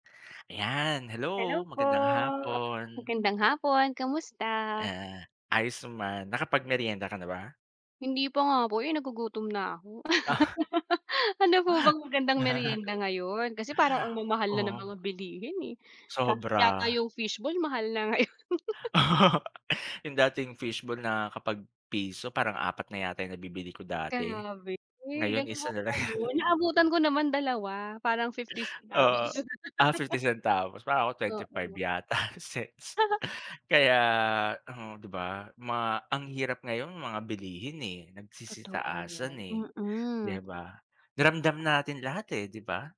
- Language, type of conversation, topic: Filipino, unstructured, Paano mo ipapaliwanag ang epekto ng implasyon sa karaniwang tao?
- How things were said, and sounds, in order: laugh; laughing while speaking: "ngayon"; laugh; laughing while speaking: "na lang"; laugh; laughing while speaking: "yata cents"; laugh